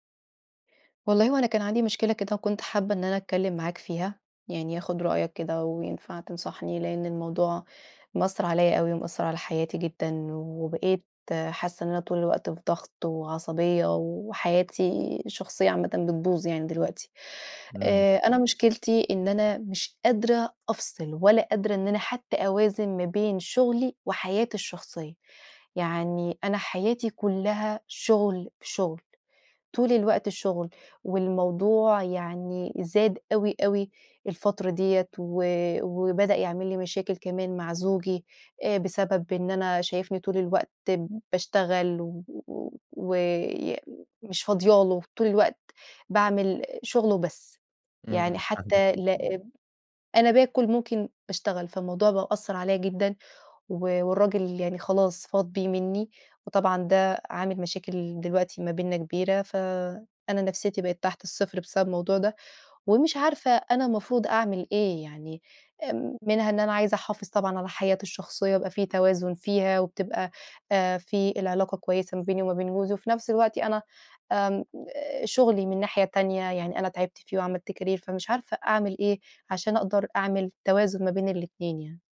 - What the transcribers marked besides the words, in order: other background noise; unintelligible speech; in English: "كارير"
- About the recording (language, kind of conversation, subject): Arabic, advice, إزاي أقدر أفصل الشغل عن حياتي الشخصية؟